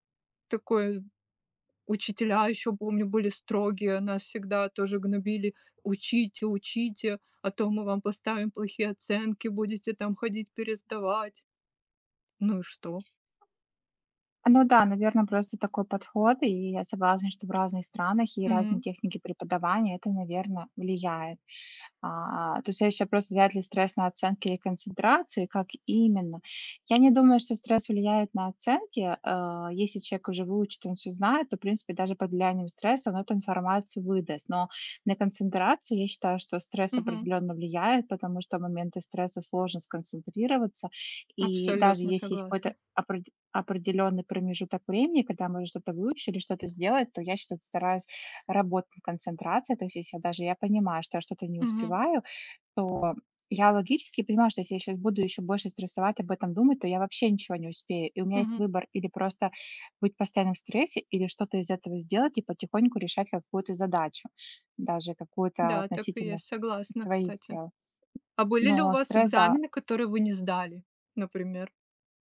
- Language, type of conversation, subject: Russian, unstructured, Как справляться с экзаменационным стрессом?
- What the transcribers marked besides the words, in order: other background noise; tapping